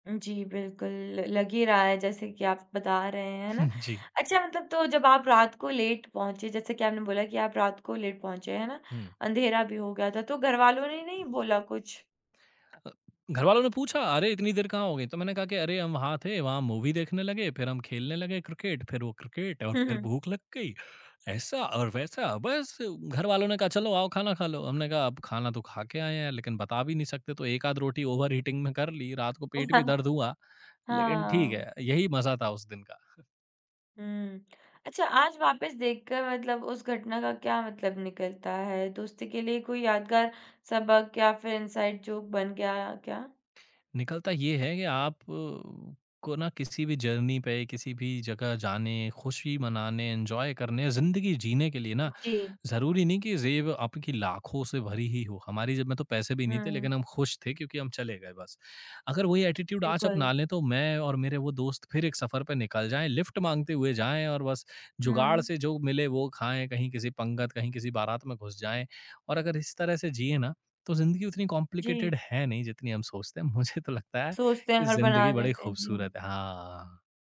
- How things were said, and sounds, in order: laughing while speaking: "हुँ"; in English: "लेट"; in English: "लेट"; in English: "मूवी"; in English: "ओवरईटिंग"; chuckle; tapping; chuckle; in English: "इनसाइड जोक"; in English: "जर्नी"; in English: "एन्जॉय"; other background noise; in English: "एटीट्यूड"; in English: "लिफ्ट"; in English: "कॉम्प्लिकेटेड"; laughing while speaking: "मुझे"
- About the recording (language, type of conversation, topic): Hindi, podcast, दोस्तों के साथ की गई किसी यात्रा की कोई मज़ेदार याद क्या है, जिसे आप साझा करना चाहेंगे?